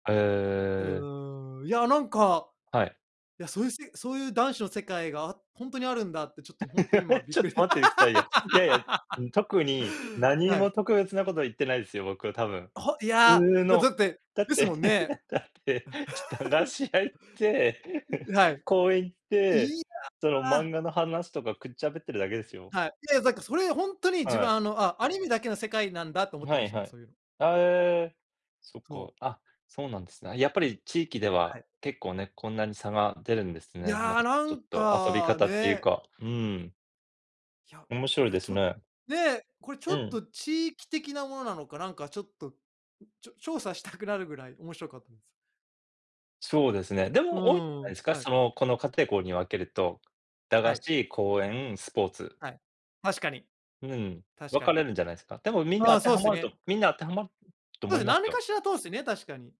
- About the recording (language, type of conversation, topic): Japanese, unstructured, 子どもの頃、いちばん楽しかった思い出は何ですか？
- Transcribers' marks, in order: drawn out: "へえ"; laugh; laugh; laughing while speaking: "だって だって話し合いって、公園行って"; laugh; "そうっす" said as "通す"